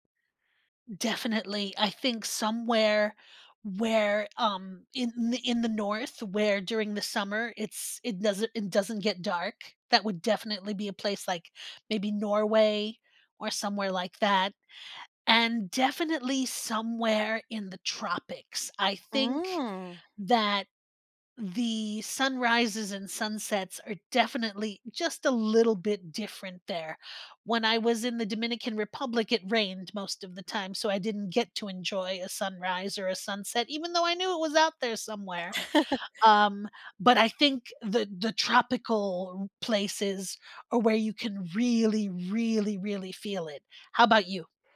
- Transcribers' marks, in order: other background noise; chuckle
- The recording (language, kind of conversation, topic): English, unstructured, What is the most beautiful sunset or sunrise you have ever seen?
- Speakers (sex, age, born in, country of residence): female, 35-39, United States, United States; female, 55-59, United States, United States